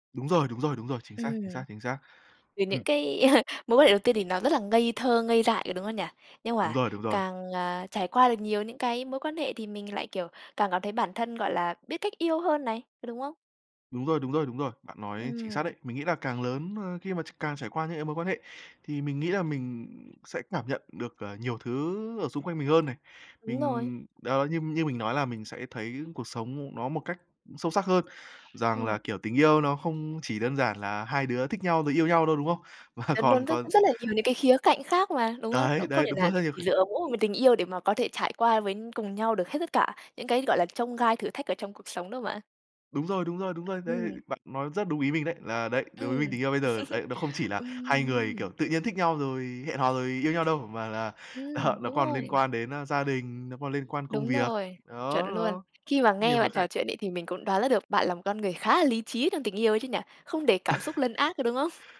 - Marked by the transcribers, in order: chuckle; other background noise; laughing while speaking: "Và"; tapping; chuckle; laughing while speaking: "ờ"; chuckle
- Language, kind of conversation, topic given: Vietnamese, podcast, Bạn quyết định như thế nào để biết một mối quan hệ nên tiếp tục hay nên kết thúc?